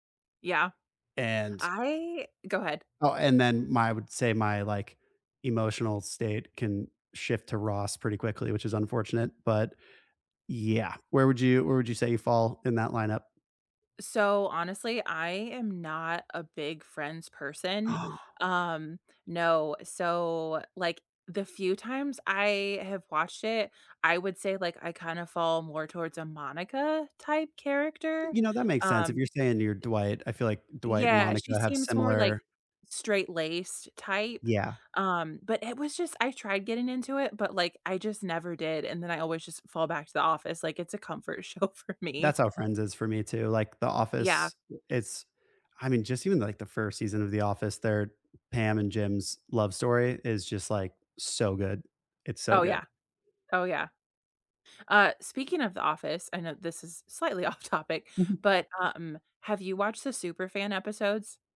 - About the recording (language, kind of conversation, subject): English, unstructured, Which fictional character do you secretly see yourself in, and why does it resonate?
- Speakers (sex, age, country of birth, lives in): female, 35-39, United States, United States; male, 30-34, United States, United States
- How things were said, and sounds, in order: gasp; laughing while speaking: "show for me"; tapping; laughing while speaking: "off topic"